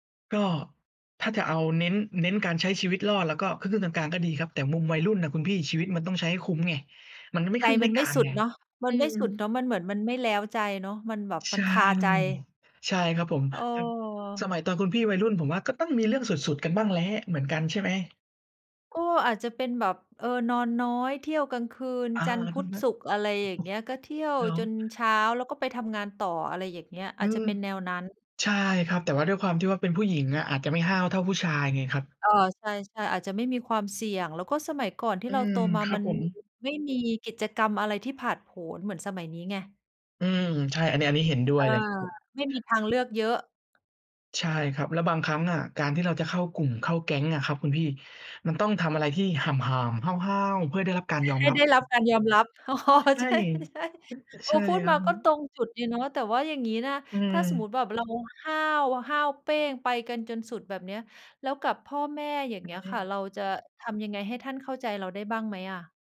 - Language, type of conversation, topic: Thai, unstructured, คุณคิดว่าการยอมรับความตายช่วยให้เราใช้ชีวิตได้ดีขึ้นไหม?
- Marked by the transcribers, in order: other background noise; laughing while speaking: "อ้อ ใช่ ๆ"